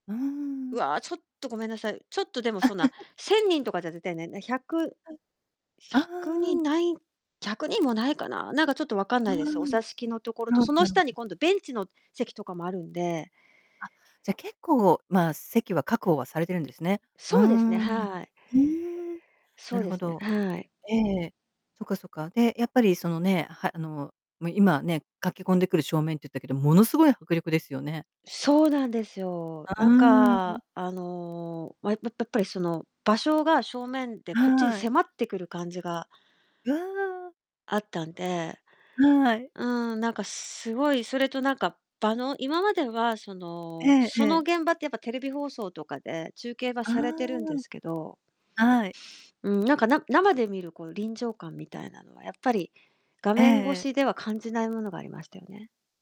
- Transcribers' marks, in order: distorted speech; giggle; tapping; other background noise; static
- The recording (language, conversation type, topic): Japanese, podcast, 地元の祭りでいちばん心に残っている出来事は何ですか？